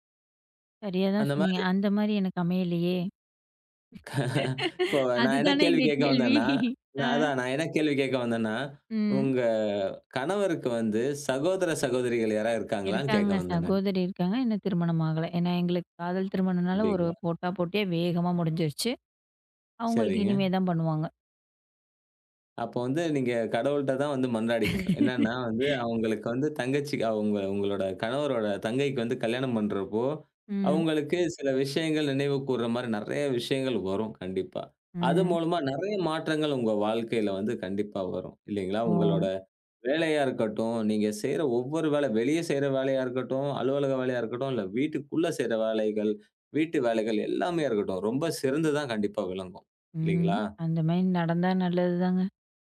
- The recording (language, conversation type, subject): Tamil, podcast, வேலை இடத்தில் நீங்கள் பெற்ற பாத்திரம், வீட்டில் நீங்கள் நடந்துகொள்ளும் விதத்தை எப்படி மாற்றுகிறது?
- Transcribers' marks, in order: laugh; laugh